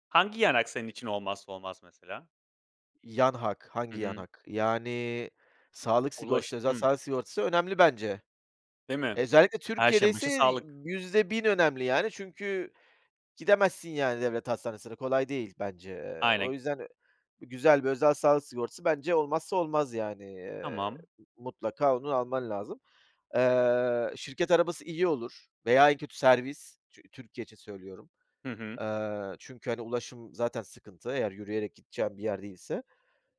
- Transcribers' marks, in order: none
- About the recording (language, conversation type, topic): Turkish, podcast, Maaş pazarlığı yaparken nelere dikkat edersin ve stratejin nedir?